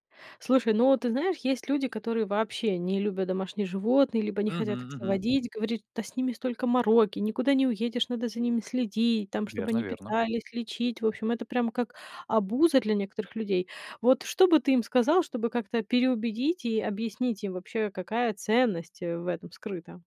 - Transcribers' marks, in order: none
- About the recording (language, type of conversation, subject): Russian, podcast, Как ты организуешь зоны для работы и отдыха?